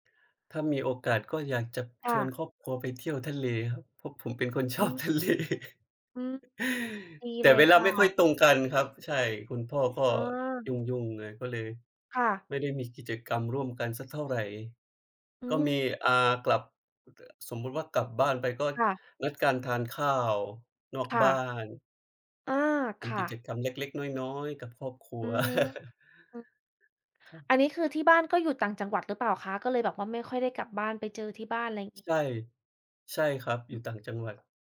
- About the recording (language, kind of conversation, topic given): Thai, unstructured, กิจกรรมอะไรที่คุณชอบทำกับเพื่อนหรือครอบครัวมากที่สุด?
- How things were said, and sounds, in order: laughing while speaking: "ทะเล"; other background noise; tapping; laugh